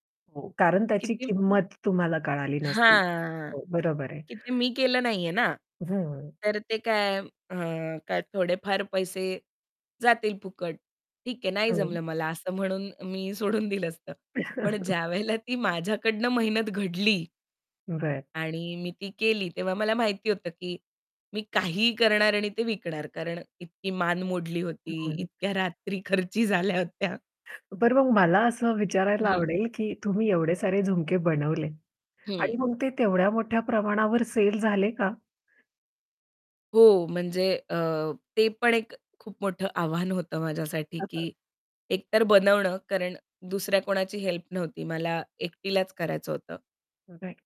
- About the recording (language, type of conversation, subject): Marathi, podcast, तुम्ही आयुष्यातील सुरुवातीचं एखादं आव्हान कसं पार केलं?
- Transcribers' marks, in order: distorted speech; other background noise; static; laughing while speaking: "दिलं असतं"; chuckle; laughing while speaking: "रात्री खर्ची झाल्या होत्या"; tapping; chuckle; in English: "राइट"